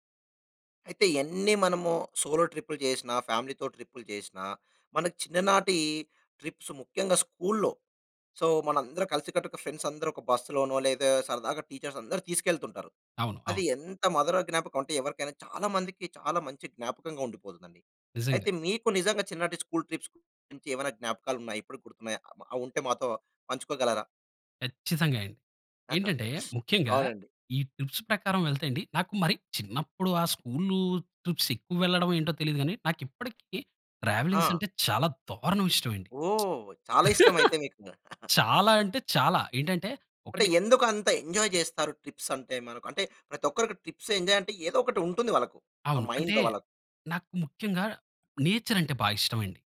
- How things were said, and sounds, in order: in English: "సోలో"; in English: "ఫ్యామిలీతో"; in English: "ట్రిప్స్"; in English: "సో"; in English: "ఫ్రెండ్స్"; in English: "టీచర్స్"; in English: "స్కూల్ ట్రిప్స్"; giggle; in English: "ట్రిప్స్"; in English: "స్కూల్ ట్రిప్స్"; in English: "ట్రావెలింగ్స్"; giggle; lip smack; laugh; other background noise; in English: "ఎంజాయ్"; in English: "ట్రిప్స్"; in English: "ట్రిప్స్ ఎంజాయ్"; in English: "మైండ్‌లో"; in English: "నేచర్"
- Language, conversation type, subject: Telugu, podcast, నీ చిన్ననాటి పాఠశాల విహారయాత్రల గురించి నీకు ఏ జ్ఞాపకాలు గుర్తున్నాయి?